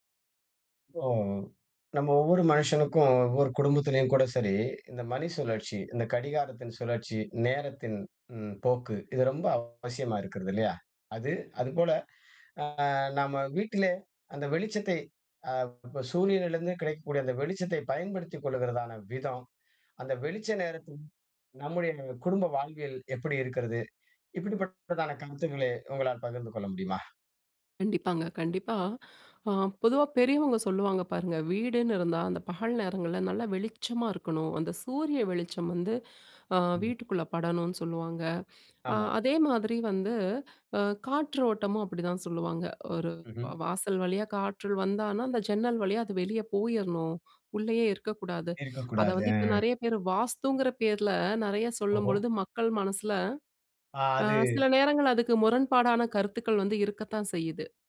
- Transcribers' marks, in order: none
- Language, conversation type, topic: Tamil, podcast, நேர ஒழுங்கும் வெளிச்சமும் — உங்கள் வீட்டில் இவற்றை நீங்கள் எப்படிப் பயன்படுத்துகிறீர்கள்?